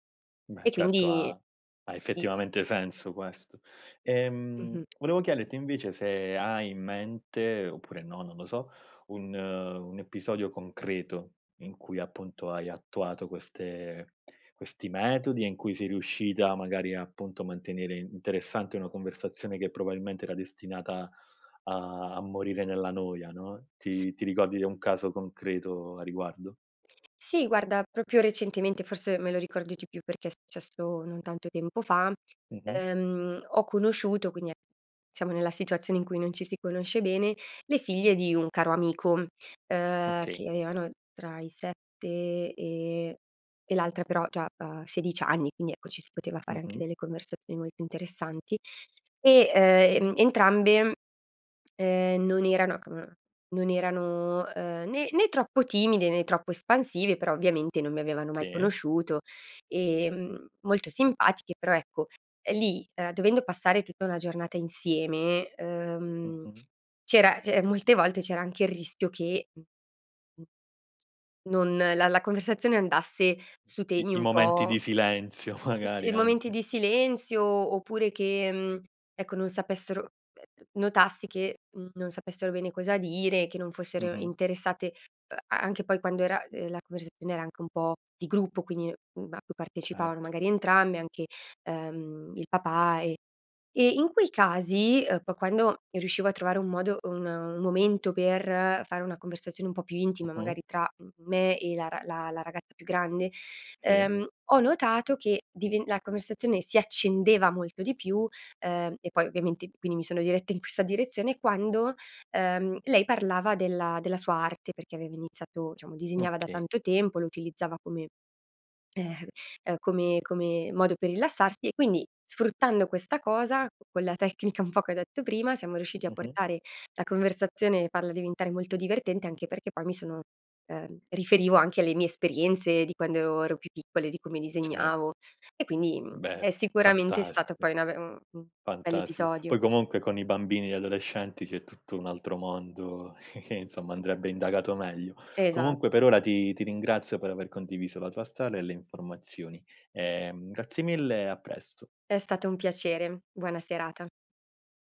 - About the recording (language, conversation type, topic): Italian, podcast, Cosa fai per mantenere una conversazione interessante?
- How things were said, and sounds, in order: tapping; other background noise; "proprio" said as "propio"; unintelligible speech; laughing while speaking: "magari"; "diciamo" said as "ciamo"; sigh; laughing while speaking: "tecnica"; chuckle; other noise